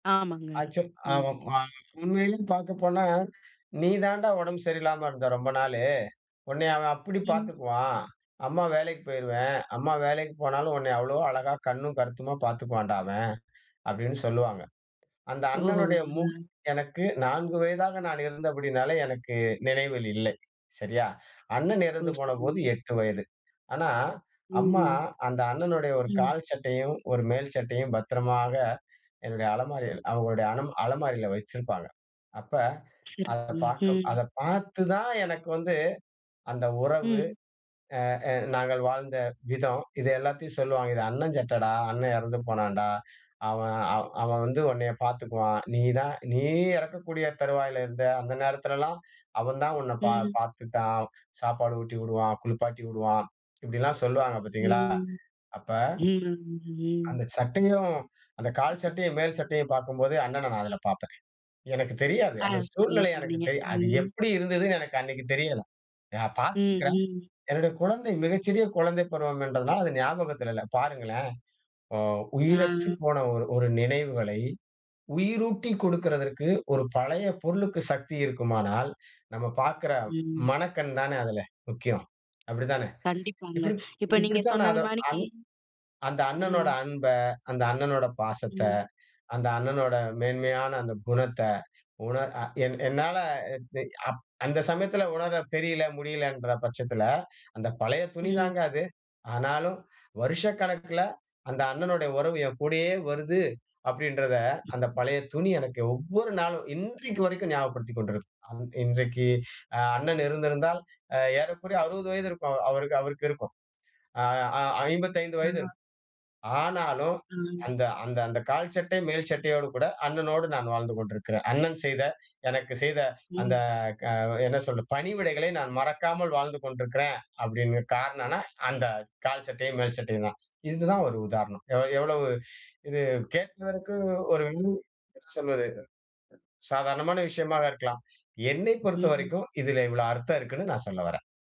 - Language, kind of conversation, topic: Tamil, podcast, வீட்டில் இருக்கும் பழைய பொருட்கள் உங்களுக்கு என்னென்ன கதைகளைச் சொல்கின்றன?
- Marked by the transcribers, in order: tapping; other noise